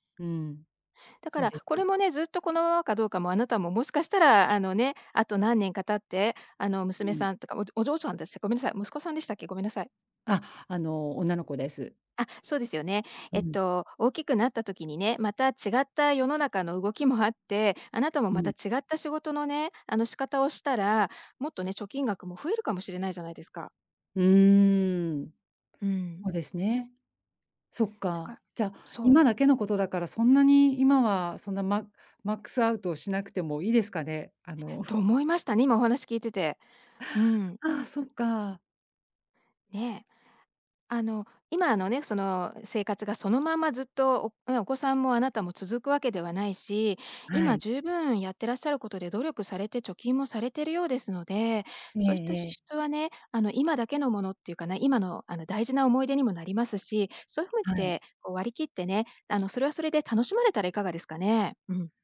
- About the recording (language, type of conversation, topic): Japanese, advice, 毎月決まった額を貯金する習慣を作れないのですが、どうすれば続けられますか？
- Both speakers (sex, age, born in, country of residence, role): female, 45-49, Japan, Japan, user; female, 55-59, Japan, United States, advisor
- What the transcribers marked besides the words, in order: in English: "マックスアウト"; chuckle; unintelligible speech